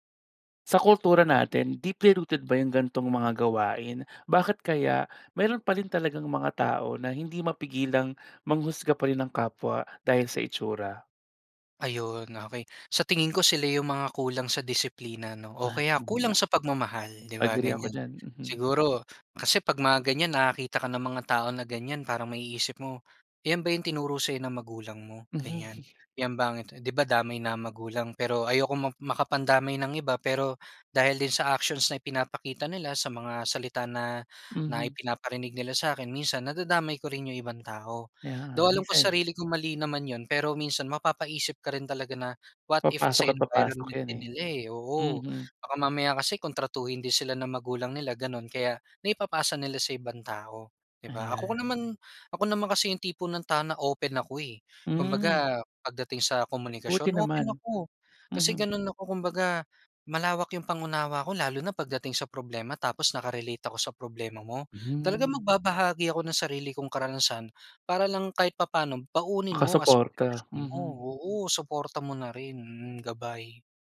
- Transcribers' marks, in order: in English: "deeply rooted"
- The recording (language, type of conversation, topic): Filipino, podcast, Paano mo hinaharap ang paghusga ng iba dahil sa iyong hitsura?